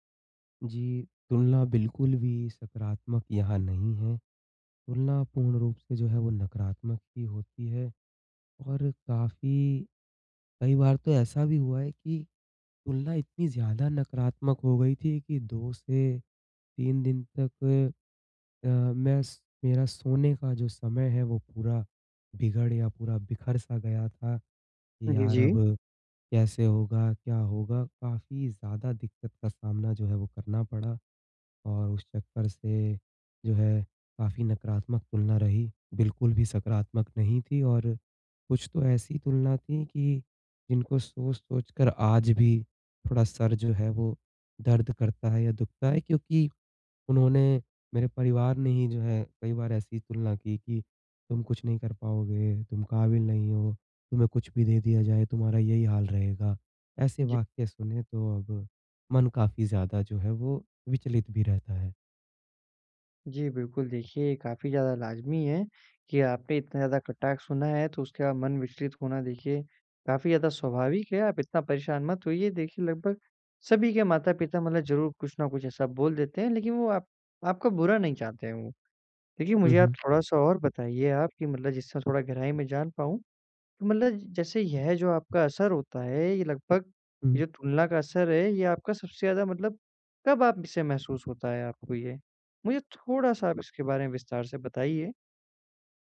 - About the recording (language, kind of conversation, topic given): Hindi, advice, तुलना और असफलता मेरे शौक और कोशिशों को कैसे प्रभावित करती हैं?
- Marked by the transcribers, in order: other background noise